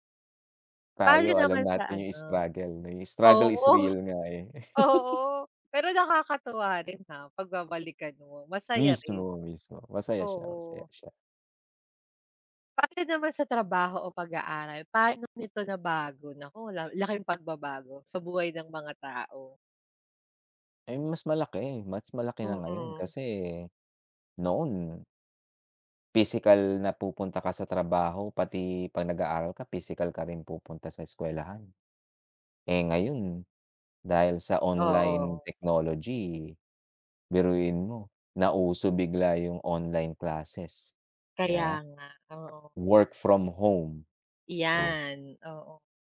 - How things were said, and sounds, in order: in English: "struggle is real"; laugh; wind; tapping
- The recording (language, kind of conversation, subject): Filipino, unstructured, Ano ang tingin mo sa epekto ng teknolohiya sa lipunan?